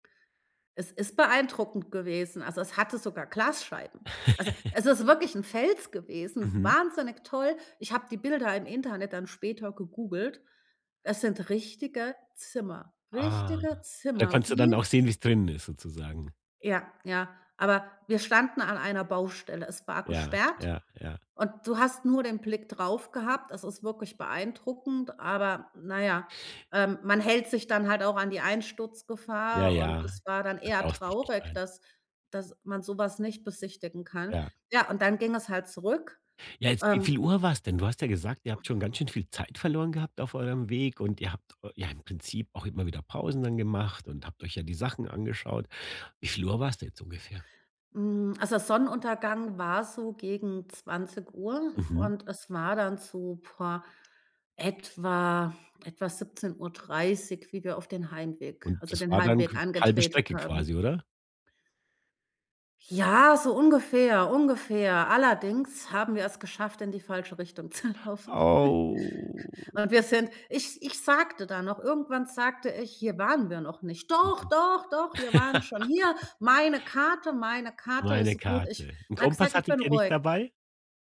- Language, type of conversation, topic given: German, podcast, Kannst du mir eine lustige Geschichte erzählen, wie du dich einmal verirrt hast?
- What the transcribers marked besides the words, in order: laugh; stressed: "richtige Zimmer"; other background noise; laughing while speaking: "zu laufen"; drawn out: "Oh"; chuckle; put-on voice: "Doch, doch, doch, wir waren … Karte ist gut"; laugh; unintelligible speech